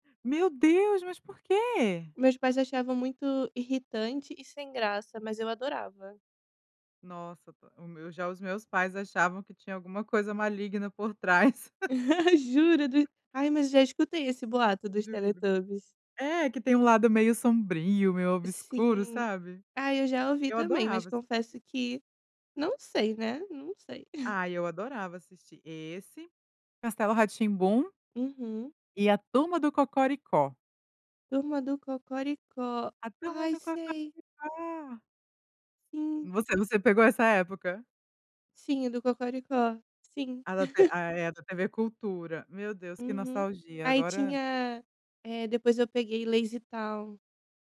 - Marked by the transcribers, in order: laugh; laugh; singing: "A Turma do Cocoricó"; laugh
- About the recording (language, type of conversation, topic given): Portuguese, podcast, Qual música te faz voltar imediatamente à infância?